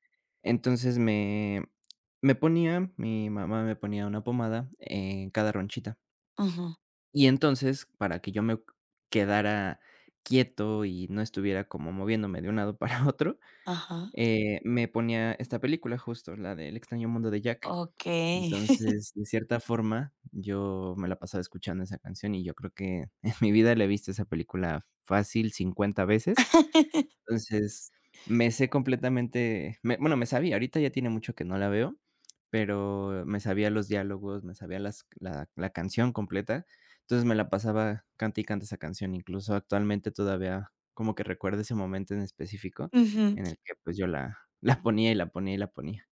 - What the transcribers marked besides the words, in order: laughing while speaking: "para"; tapping; chuckle; laughing while speaking: "en"; laugh; other background noise; laughing while speaking: "la"
- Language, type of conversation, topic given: Spanish, podcast, ¿Qué canción te transporta a un recuerdo específico?